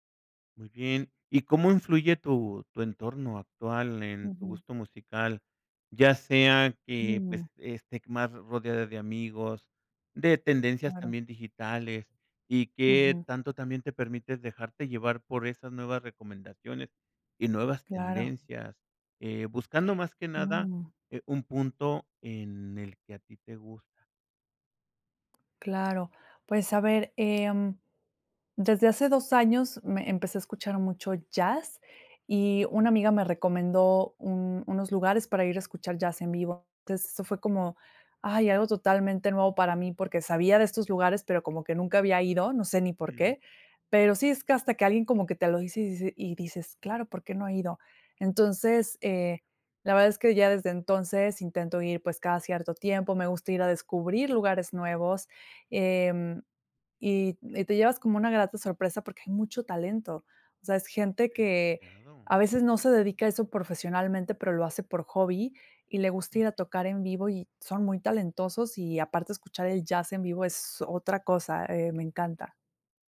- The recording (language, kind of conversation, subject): Spanish, podcast, ¿Cómo ha cambiado tu gusto musical con los años?
- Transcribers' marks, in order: unintelligible speech; tapping; other noise